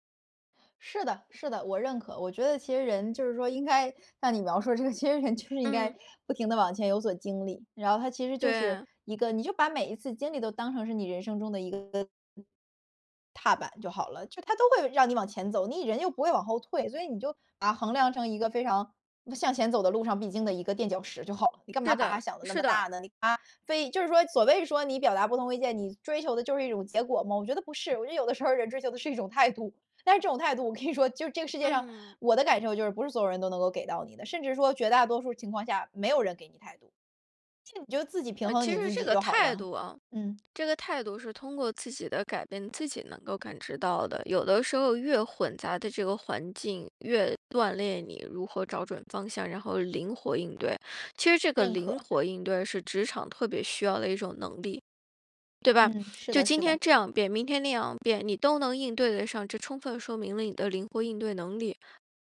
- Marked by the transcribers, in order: laughing while speaking: "应该"; laughing while speaking: "其实人就是应该"; other noise; laughing while speaking: "有的时候人追求的是一种态度"; laughing while speaking: "我跟你说"
- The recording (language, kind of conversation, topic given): Chinese, podcast, 怎么在工作场合表达不同意见而不失礼？